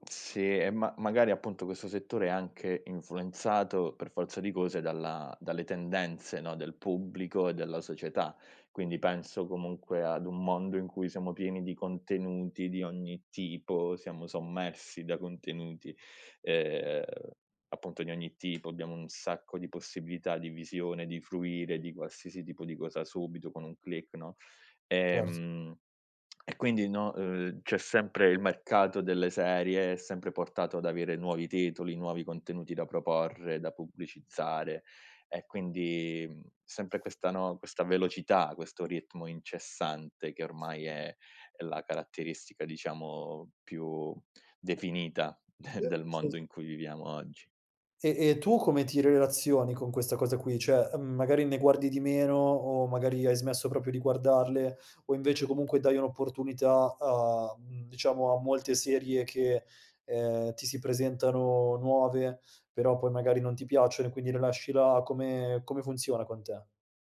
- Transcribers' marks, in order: tapping; laughing while speaking: "d"
- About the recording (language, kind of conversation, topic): Italian, podcast, Che ruolo hanno le serie TV nella nostra cultura oggi?